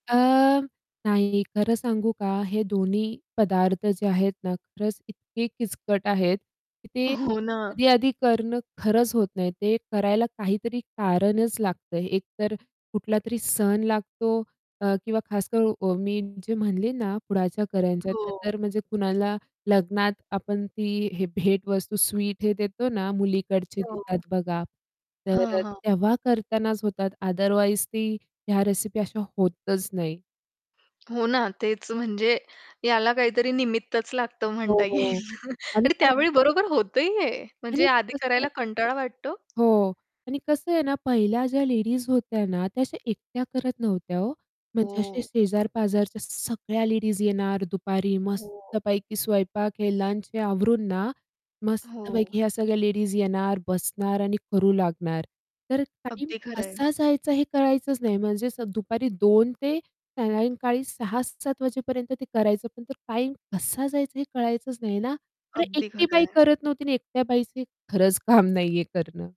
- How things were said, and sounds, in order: static; distorted speech; other background noise; laughing while speaking: "येईल आणि त्यावेळी बरोबर होतं ही आहे"; tapping; shush; laughing while speaking: "खरंच काम नाहीये करणं"
- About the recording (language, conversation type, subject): Marathi, podcast, तुमच्या कुटुंबातल्या जुन्या पदार्थांची एखादी आठवण सांगाल का?